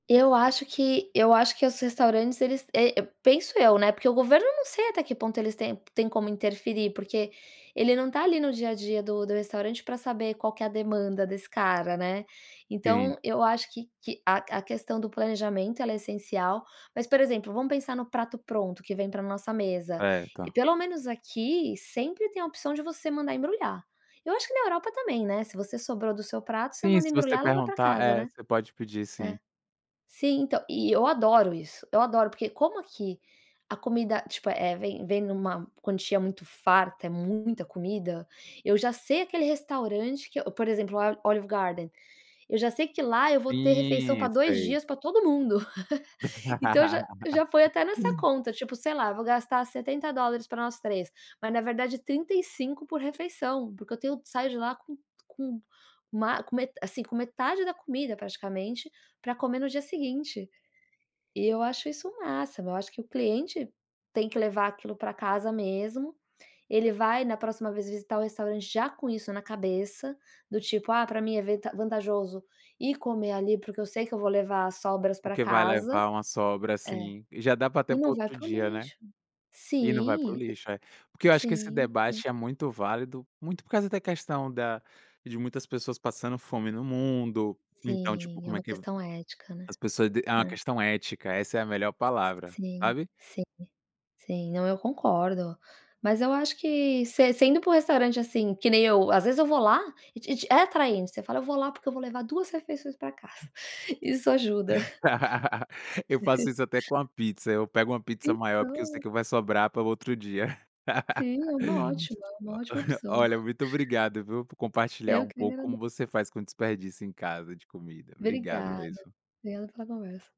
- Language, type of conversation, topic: Portuguese, podcast, Como reduzir o desperdício de comida com atitudes simples?
- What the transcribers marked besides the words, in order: laugh; chuckle; other noise; other background noise; laugh; chuckle; laugh; chuckle